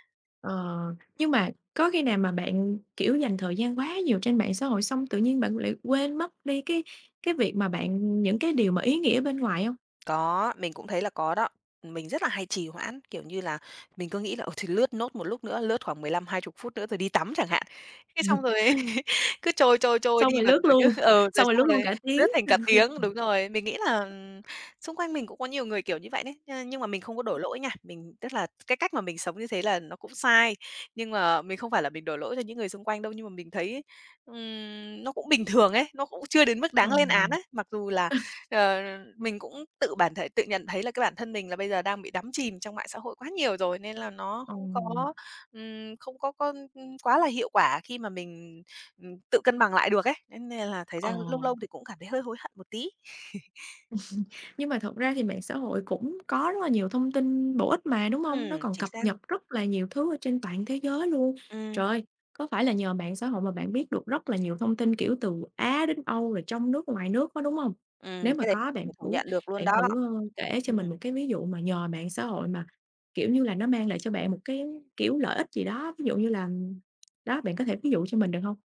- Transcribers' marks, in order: other background noise; chuckle; laughing while speaking: "như"; laugh; tapping; chuckle; chuckle
- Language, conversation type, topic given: Vietnamese, podcast, Bạn cân bằng giữa đời sống thực và đời sống trên mạng như thế nào?